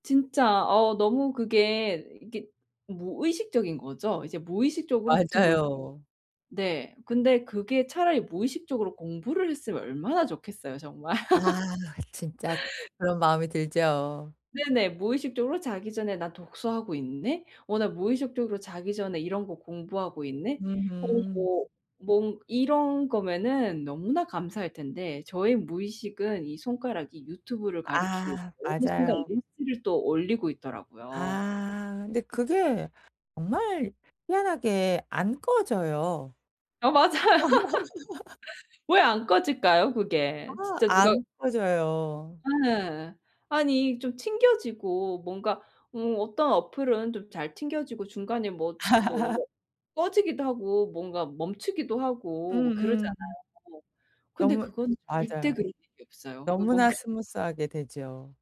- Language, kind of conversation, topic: Korean, advice, 잠들기 전에 화면을 끄는 습관을 잘 지키지 못하는 이유는 무엇인가요?
- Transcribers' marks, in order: tapping; laugh; other background noise; laughing while speaking: "아 맞아요"; laugh; laugh; laughing while speaking: "뭔가"